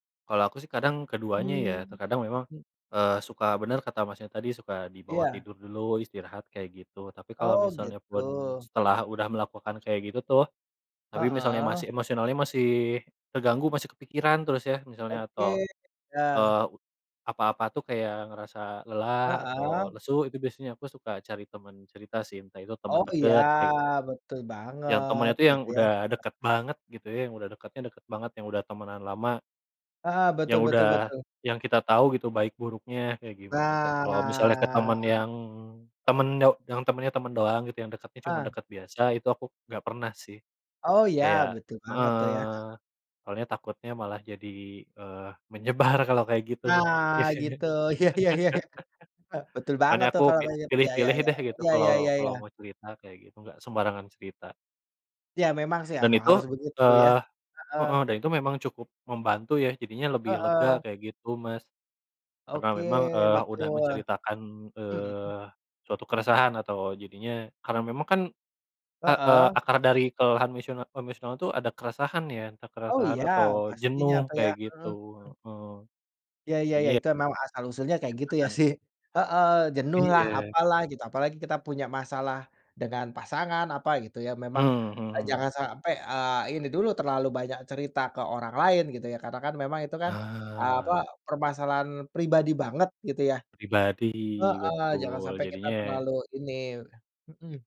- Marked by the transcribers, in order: drawn out: "Nah"; laughing while speaking: "menyebar kalau kayak gitu, biasanya"; laughing while speaking: "Iya, iya, iya, iya"; laugh; laughing while speaking: "sih"
- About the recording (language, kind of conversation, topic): Indonesian, unstructured, Bagaimana kamu mengenali tanda-tanda kelelahan emosional?